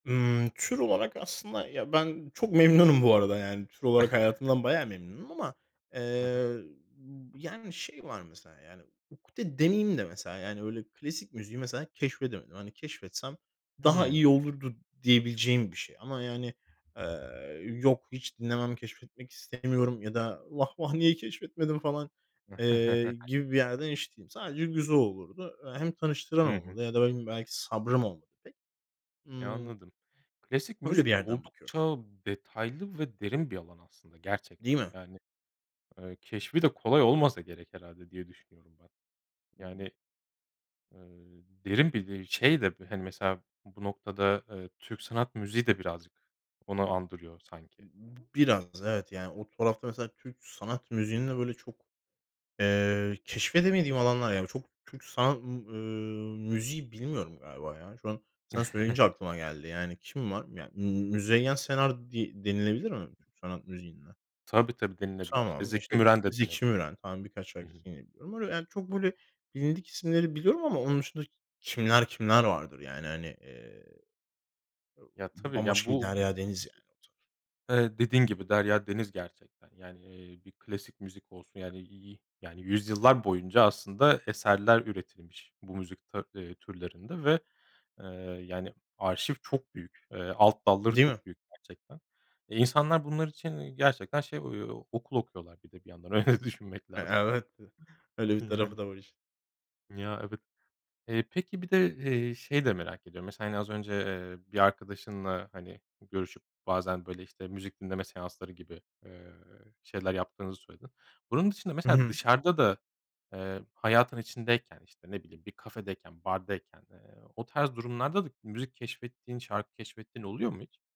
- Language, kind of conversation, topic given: Turkish, podcast, Yeni şarkılar keşfederken genelde ne yaparsın?
- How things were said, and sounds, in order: laughing while speaking: "yani"; chuckle; other background noise; chuckle; tapping; chuckle; laughing while speaking: "düşünmek"; giggle